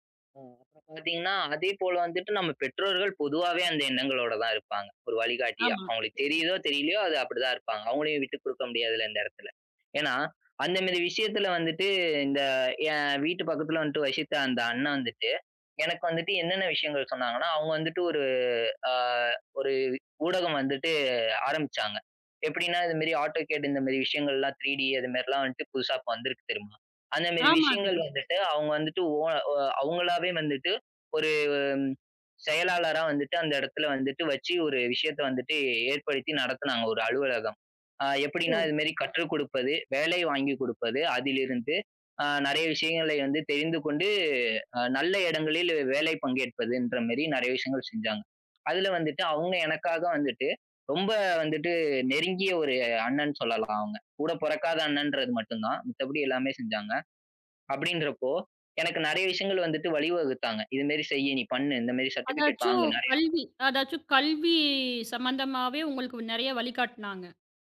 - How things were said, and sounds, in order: in English: "ஆட்டோகேட்"; in English: "த்ரீ டி"; in English: "சர்டிபிகேட்"
- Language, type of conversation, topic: Tamil, podcast, தொடரும் வழிகாட்டல் உறவை எப்படிச் சிறப்பாகப் பராமரிப்பீர்கள்?